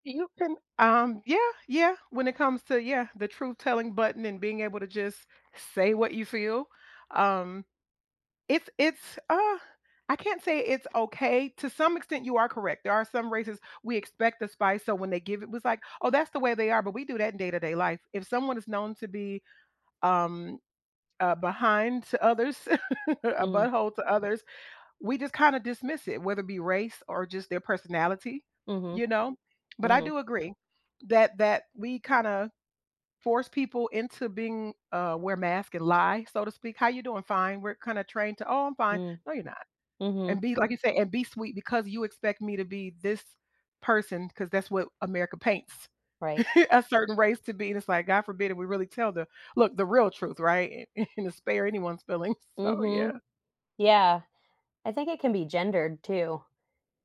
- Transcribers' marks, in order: chuckle; other background noise; chuckle; laughing while speaking: "and"; laughing while speaking: "feelings"
- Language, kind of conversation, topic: English, unstructured, Can being honest sometimes do more harm than good in relationships?
- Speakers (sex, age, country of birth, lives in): female, 35-39, United States, United States; female, 40-44, Germany, United States